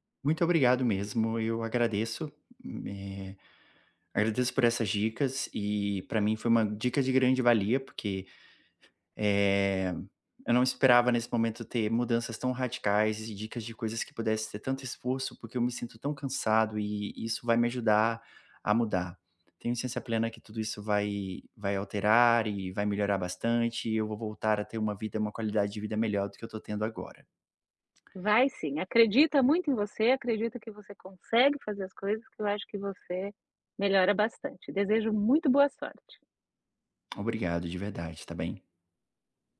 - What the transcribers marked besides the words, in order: none
- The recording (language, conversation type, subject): Portuguese, advice, Como posso manter a consistência diária na prática de atenção plena?